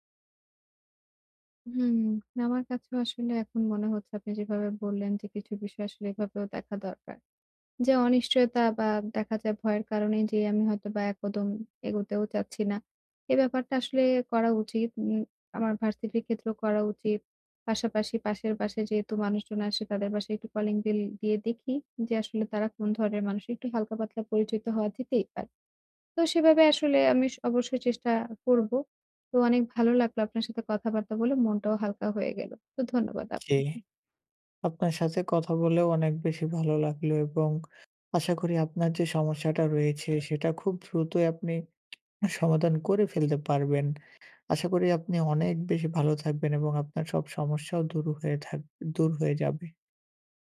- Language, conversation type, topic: Bengali, advice, নতুন মানুষের সাথে স্বাভাবিকভাবে আলাপ কীভাবে শুরু করব?
- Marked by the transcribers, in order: "দ্রুতই" said as "ভ্রুতই"